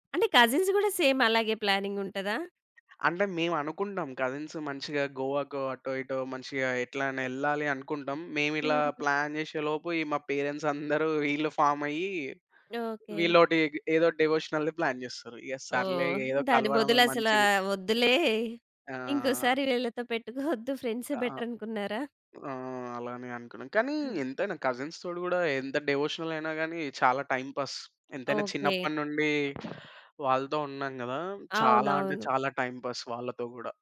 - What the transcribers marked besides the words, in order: in English: "కజిన్స్"; in English: "సేమ్"; in English: "ప్లానింగ్"; other background noise; in English: "కజిన్స్"; in English: "ప్లాన్"; in English: "డివోషనల్‌ది ప్లాన్"; in English: "ఫ్రెండ్సే బెటర్"; in English: "కజిన్స్‌తోటి"; in English: "టైమ్ పాస్"
- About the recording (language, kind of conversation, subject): Telugu, podcast, మీకు అత్యంత ఇష్టమైన ఋతువు ఏది, అది మీకు ఎందుకు ఇష్టం?